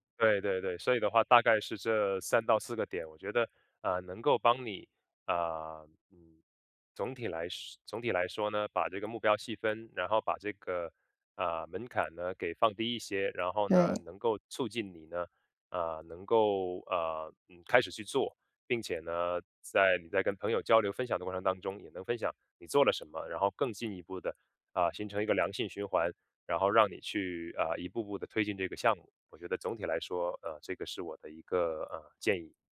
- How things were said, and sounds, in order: other background noise
- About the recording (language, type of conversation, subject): Chinese, advice, 我总是拖延，无法开始新的目标，该怎么办？